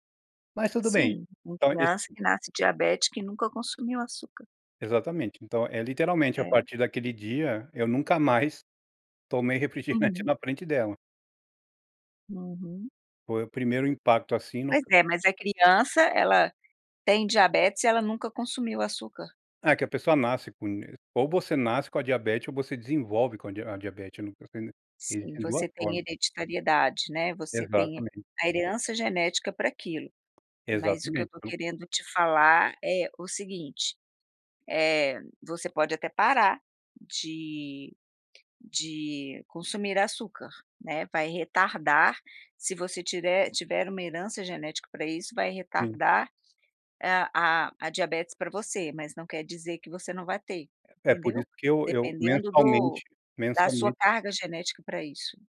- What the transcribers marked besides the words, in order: unintelligible speech
- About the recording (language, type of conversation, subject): Portuguese, podcast, Qual pequena mudança teve grande impacto na sua saúde?